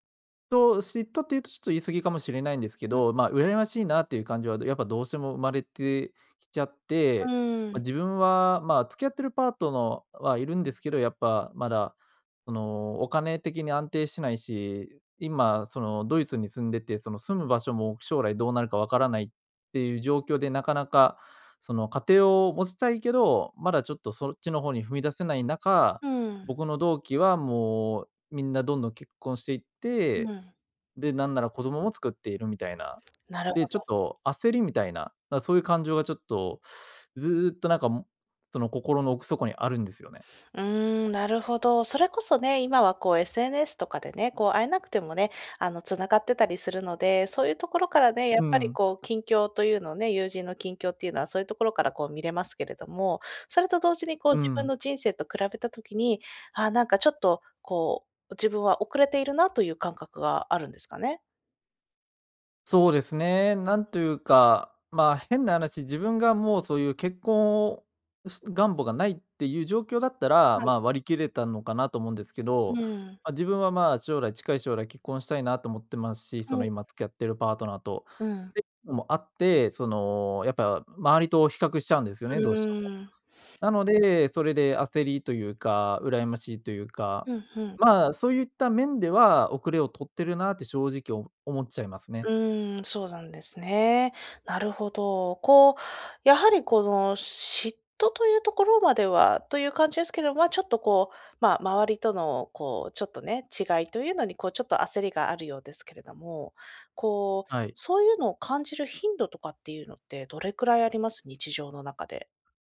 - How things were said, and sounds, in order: "パートナー" said as "パートノー"; other noise; "どうしても" said as "どうしたも"
- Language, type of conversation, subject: Japanese, advice, 友人への嫉妬に悩んでいる